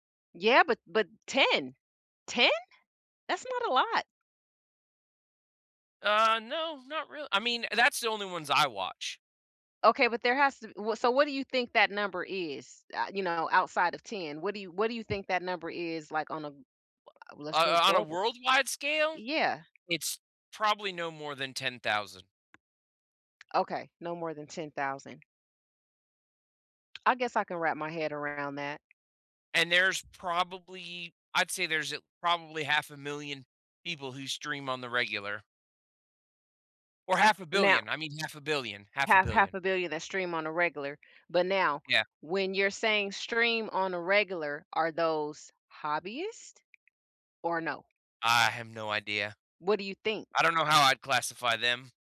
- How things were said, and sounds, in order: surprised: "ten?"; tapping; lip smack; other background noise; lip smack
- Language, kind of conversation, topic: English, unstructured, What hobby would help me smile more often?
- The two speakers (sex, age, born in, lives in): female, 55-59, United States, United States; male, 35-39, United States, United States